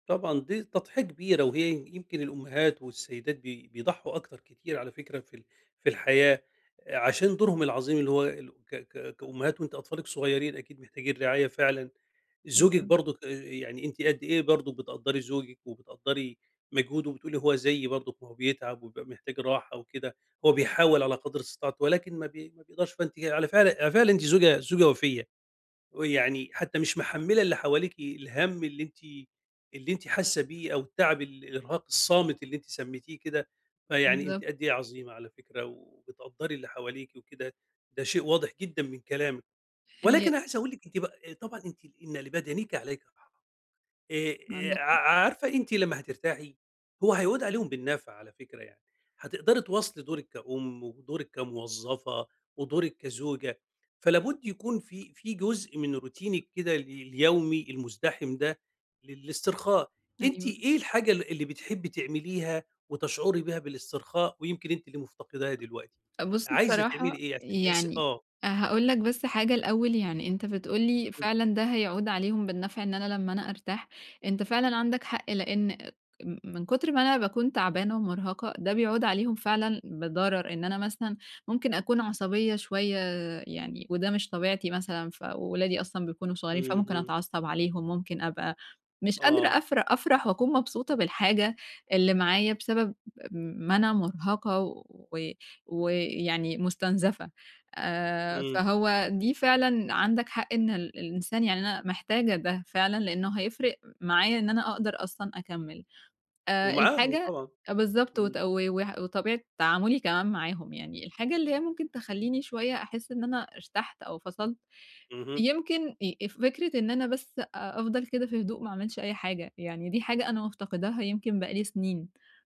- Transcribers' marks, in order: unintelligible speech; tapping; in English: "روتينِك"
- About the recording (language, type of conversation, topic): Arabic, advice, إزاي ألاقي وقت أسترخي فيه كل يوم وسط يومي المليان؟